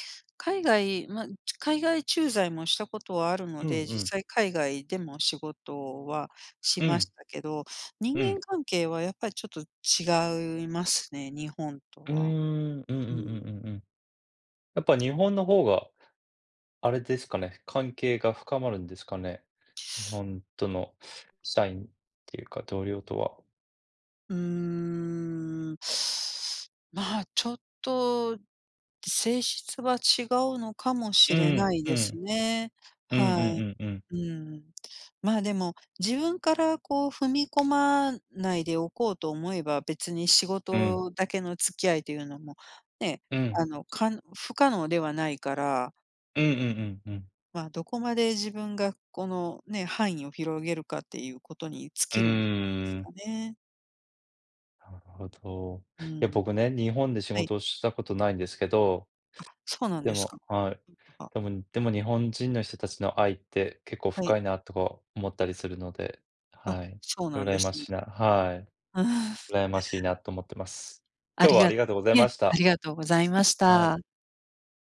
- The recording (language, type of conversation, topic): Japanese, unstructured, 仕事中に経験した、嬉しいサプライズは何ですか？
- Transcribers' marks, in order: other background noise; laughing while speaking: "うん"